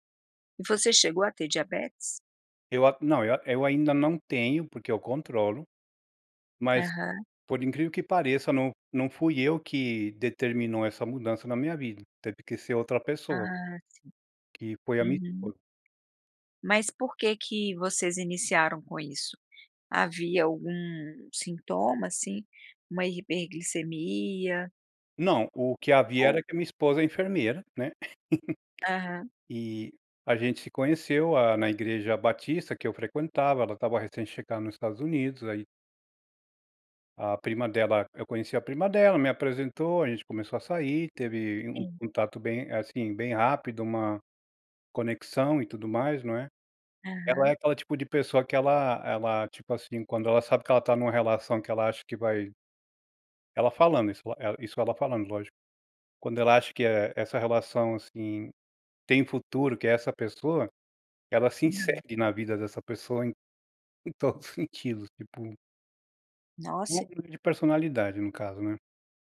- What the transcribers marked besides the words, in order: chuckle
- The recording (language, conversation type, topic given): Portuguese, podcast, Qual pequena mudança teve grande impacto na sua saúde?